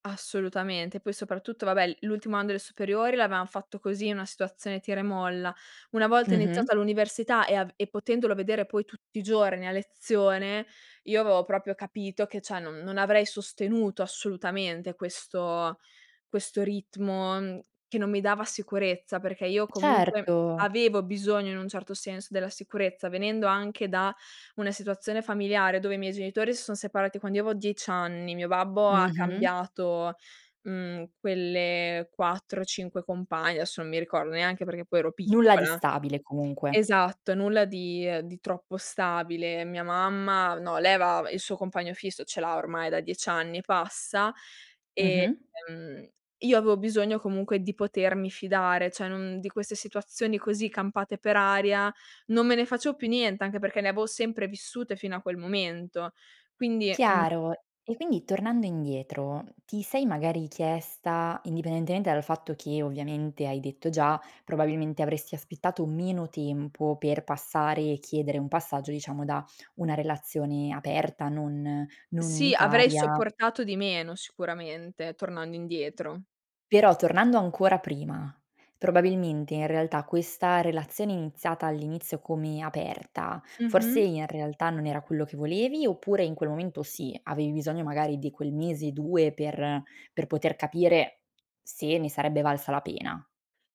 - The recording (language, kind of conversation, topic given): Italian, podcast, Cosa ti ha insegnato una relazione importante?
- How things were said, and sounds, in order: "cioè" said as "ceh"; other background noise; "aveva" said as "avaa"; "cioè" said as "ceh"